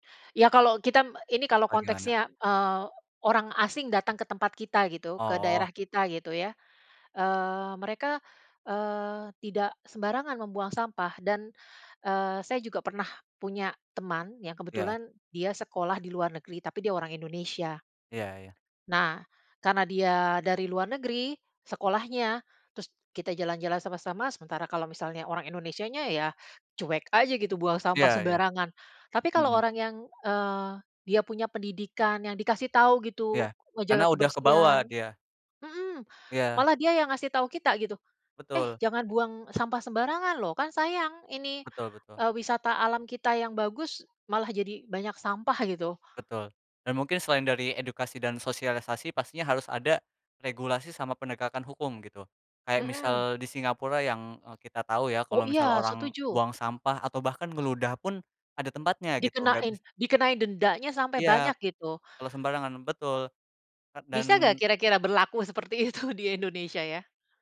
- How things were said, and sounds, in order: other background noise; laughing while speaking: "seperti itu di Indonesia ya"
- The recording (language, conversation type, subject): Indonesian, unstructured, Bagaimana reaksi kamu saat menemukan sampah di tempat wisata alam?